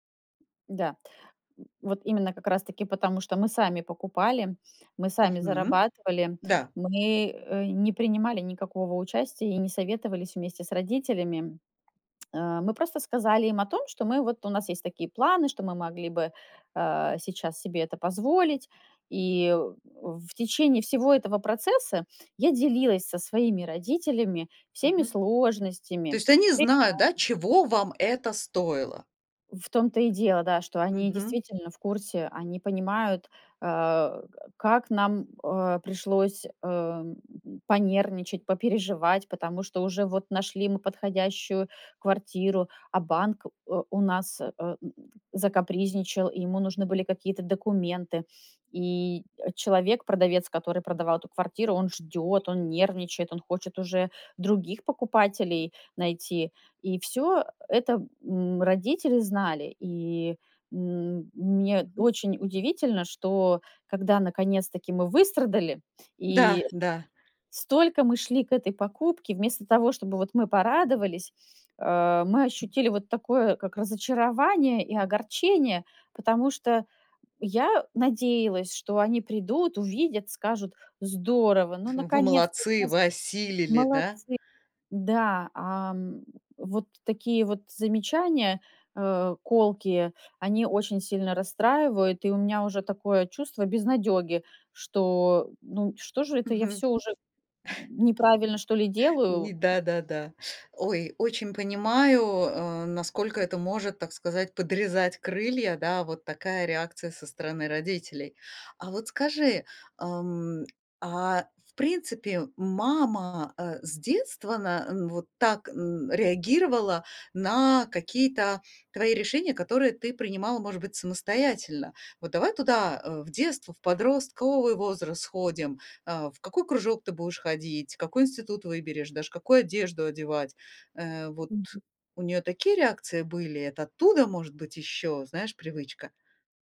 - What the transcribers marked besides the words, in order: other noise; tapping; unintelligible speech; other background noise
- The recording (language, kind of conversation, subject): Russian, advice, Как вы справляетесь с постоянной критикой со стороны родителей?